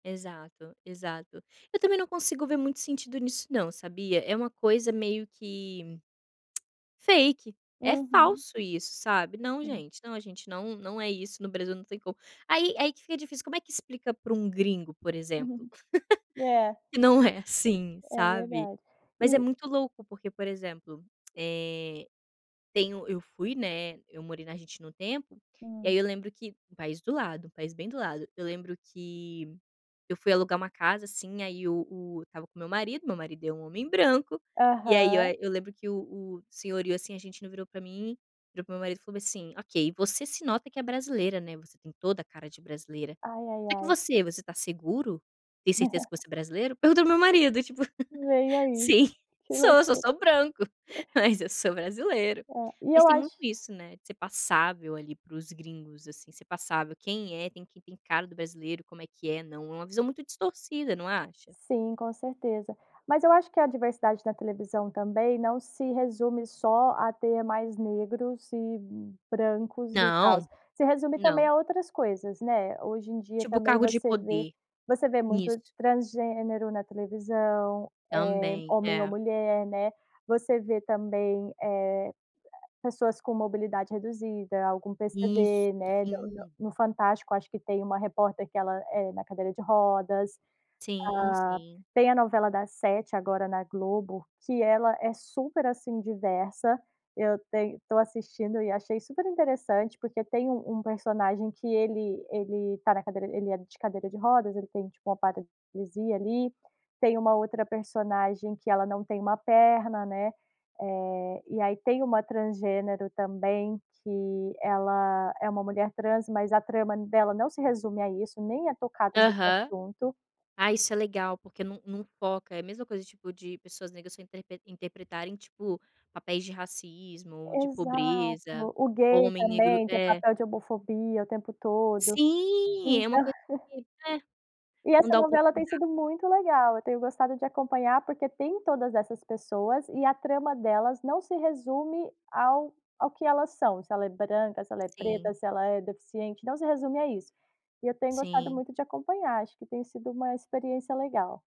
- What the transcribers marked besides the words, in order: lip smack; in English: "fake"; chuckle; unintelligible speech; laugh; laughing while speaking: "sou só branco"; unintelligible speech; tapping; chuckle
- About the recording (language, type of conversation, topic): Portuguese, podcast, Como você enxerga a diversidade na televisão hoje?